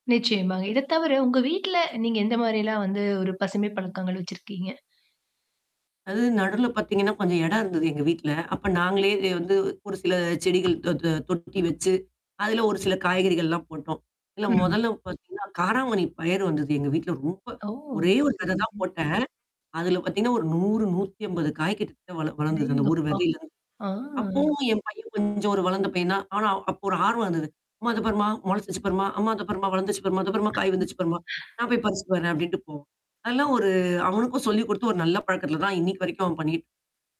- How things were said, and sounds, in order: static; mechanical hum; tapping; distorted speech; other noise
- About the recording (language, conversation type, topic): Tamil, podcast, வீட்டில் குழந்தைகளுக்கு பசுமையான பழக்கங்களை நீங்கள் எப்படி கற்றுக்கொடுக்கிறீர்கள்?